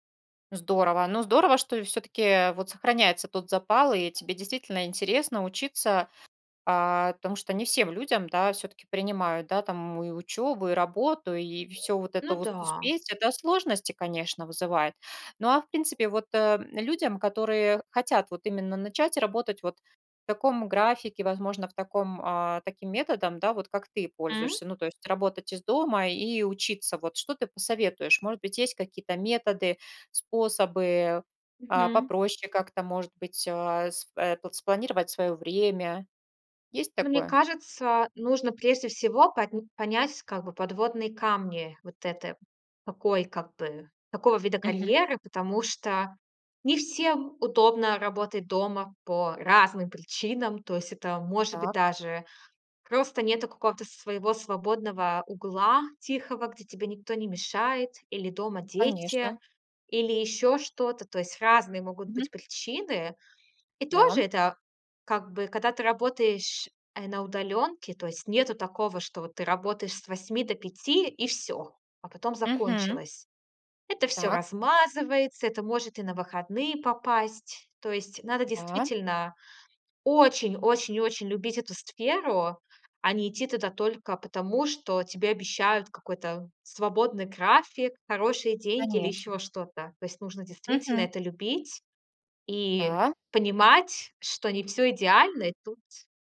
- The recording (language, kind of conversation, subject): Russian, podcast, Расскажи о случае, когда тебе пришлось заново учиться чему‑то?
- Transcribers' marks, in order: none